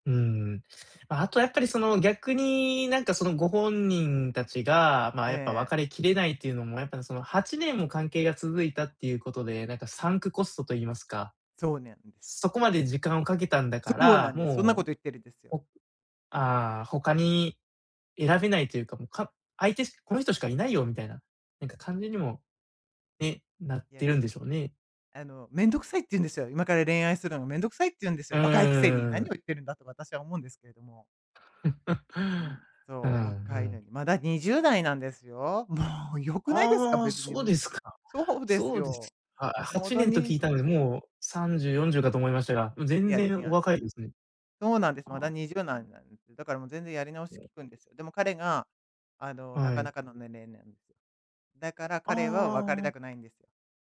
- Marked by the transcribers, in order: chuckle; other noise
- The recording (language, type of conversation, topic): Japanese, advice, 結婚や交際を家族に反対されて悩んでいる